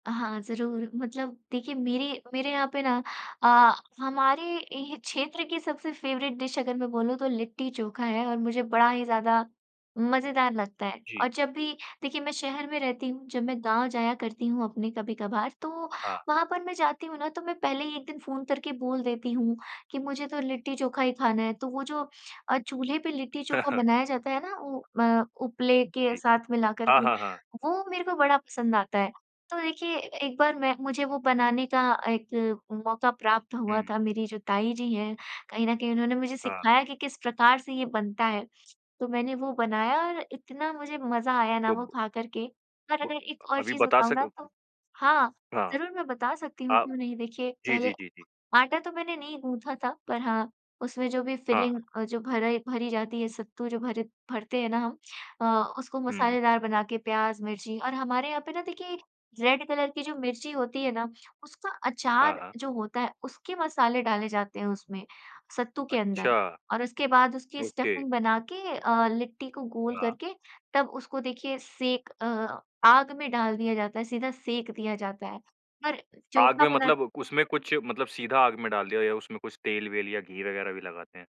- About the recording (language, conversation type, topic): Hindi, podcast, आप नए कौशल सीखना कैसे पसंद करते हैं?
- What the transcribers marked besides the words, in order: in English: "फेवरेट डिश"; in English: "फ़िलिंग"; in English: "रेड कलर"; in English: "ओके"; in English: "स्टफ़िंग"